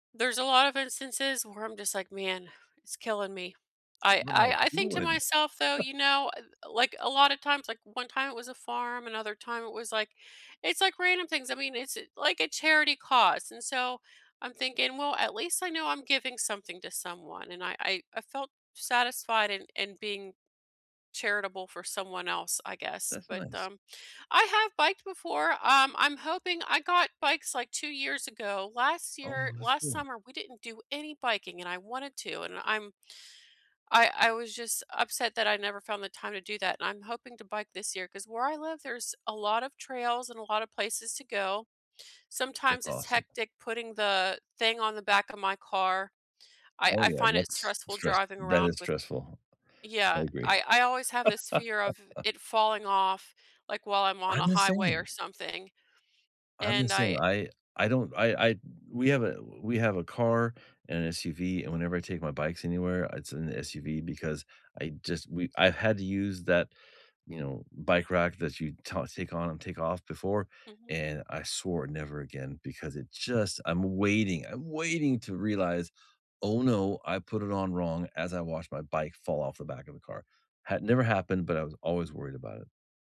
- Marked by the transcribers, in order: chuckle; laugh; tapping; stressed: "waiting"
- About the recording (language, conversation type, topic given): English, unstructured, Have you ever stopped a hobby because it became stressful?
- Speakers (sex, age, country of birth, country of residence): female, 45-49, United States, United States; male, 55-59, United States, United States